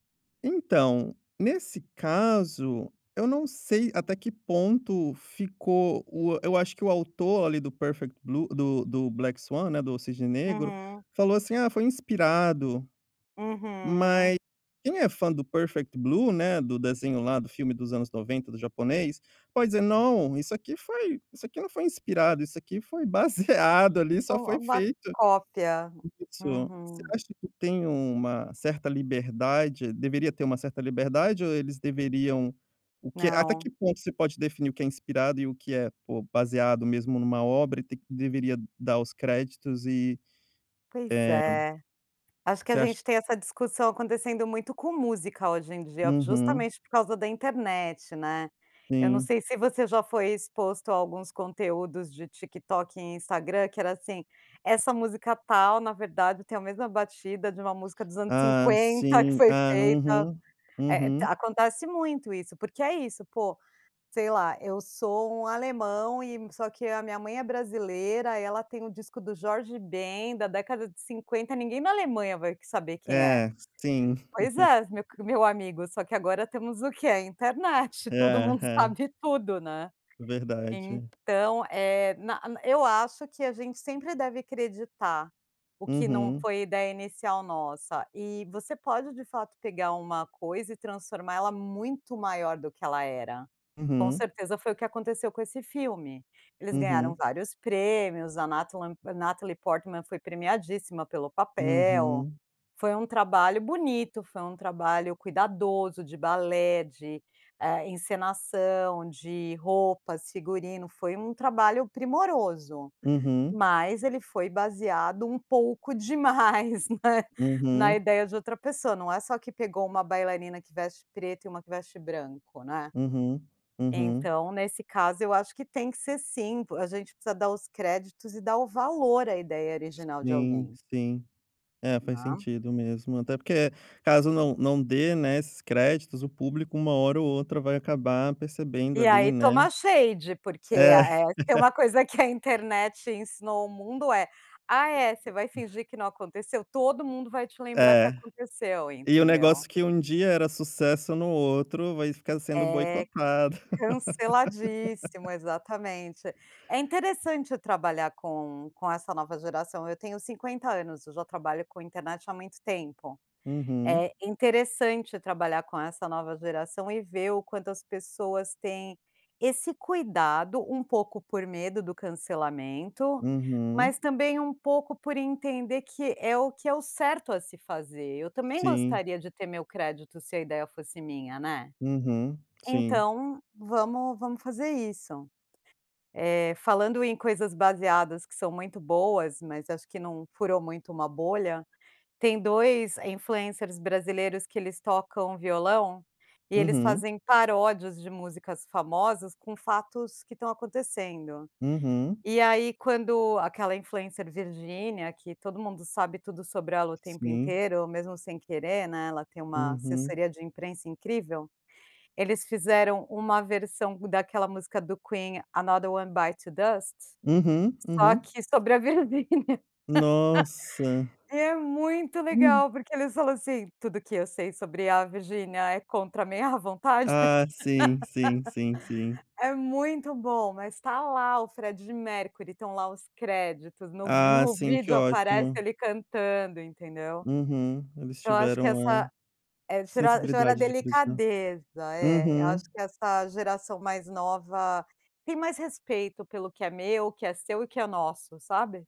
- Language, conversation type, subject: Portuguese, podcast, Como a autenticidade influencia o sucesso de um criador de conteúdo?
- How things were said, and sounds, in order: in English: "Perfect Blue"; in English: "Black Swan"; in English: "Perfect Blue"; tapping; other background noise; laugh; put-on voice: "Natalie Portman"; laughing while speaking: "demais"; in English: "shade"; laugh; laugh; put-on voice: "Queen, Another One Bites the Dust"; laughing while speaking: "Virgínia"; laugh; singing: "Tudo que eu sei sobre a Virgínia é contra a minha vontade"; laugh